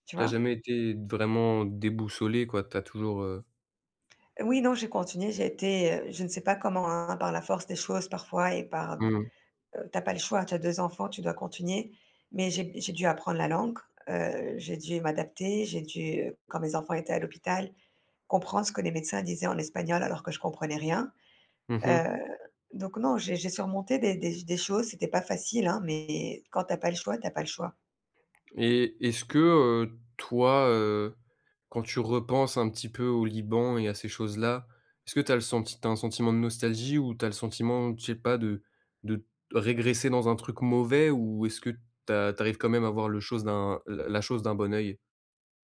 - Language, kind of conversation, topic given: French, advice, Comment vivez-vous le fait de vous sentir un peu perdu(e) sur le plan identitaire après un changement de pays ou de région ?
- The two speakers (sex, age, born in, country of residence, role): female, 35-39, France, Spain, user; male, 20-24, France, France, advisor
- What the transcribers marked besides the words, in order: none